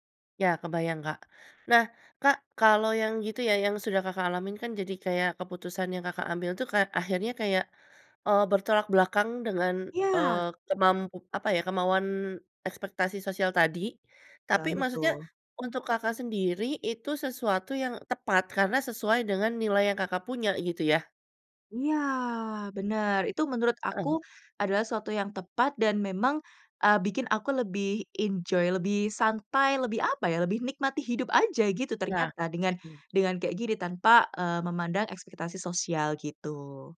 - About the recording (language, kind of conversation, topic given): Indonesian, podcast, Bagaimana cara menyeimbangkan ekspektasi sosial dengan tujuan pribadi?
- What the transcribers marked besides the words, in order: in English: "enjoy"; tapping